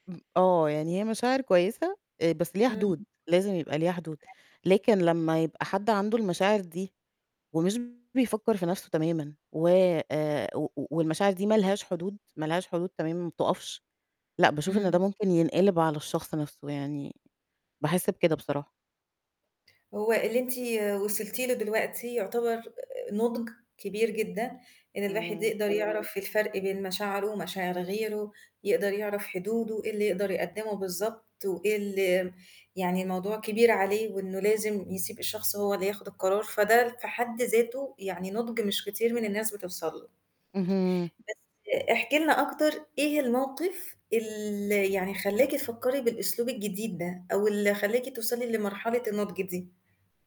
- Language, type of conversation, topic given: Arabic, podcast, إزاي بتقول لا لحد قريب منك من غير ما تزعلُه؟
- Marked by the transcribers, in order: other noise; distorted speech; other background noise